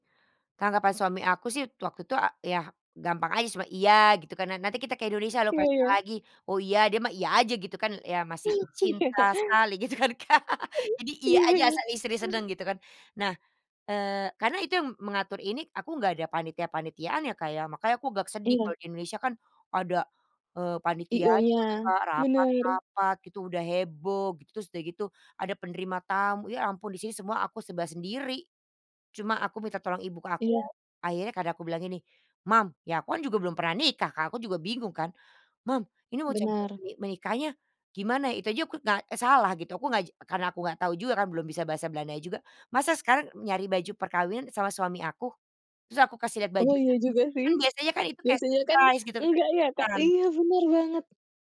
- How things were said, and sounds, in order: chuckle; laughing while speaking: "gitu kan, Kak"; chuckle; laughing while speaking: "Iya, ya"; laugh; in English: "EO-nya"; tapping; in English: "surprise"; unintelligible speech
- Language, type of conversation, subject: Indonesian, podcast, Bagaimana kamu merayakan tradisi dari dua budaya sekaligus?